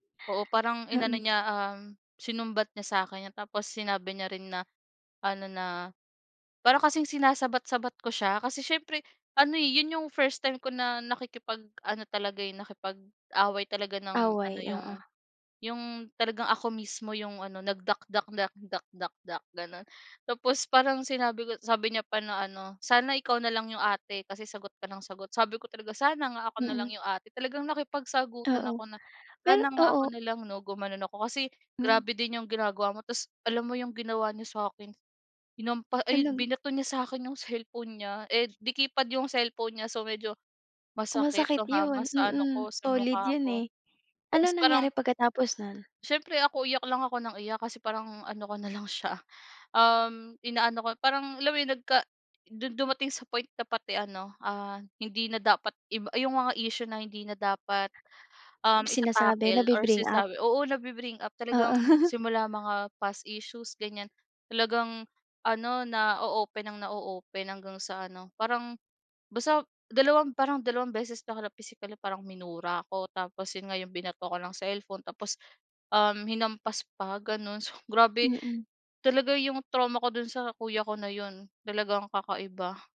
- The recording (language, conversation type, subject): Filipino, podcast, Paano mo nilulutas ang alitan sa pamilya kapag umiinit na ang ulo mo?
- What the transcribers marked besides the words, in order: tapping; other background noise; chuckle; scoff